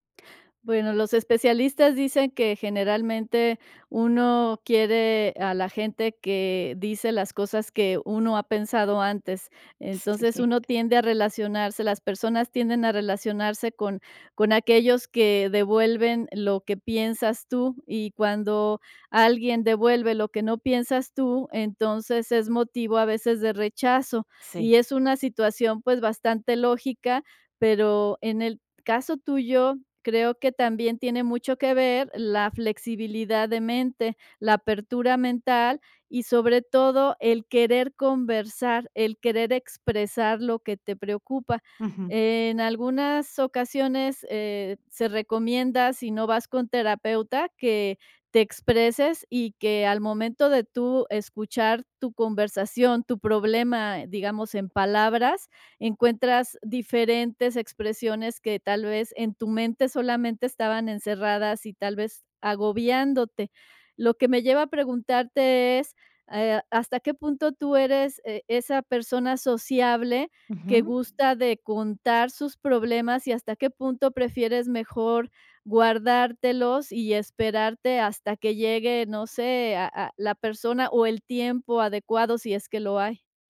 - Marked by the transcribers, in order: none
- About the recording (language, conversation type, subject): Spanish, podcast, ¿Qué rol juegan tus amigos y tu familia en tu tranquilidad?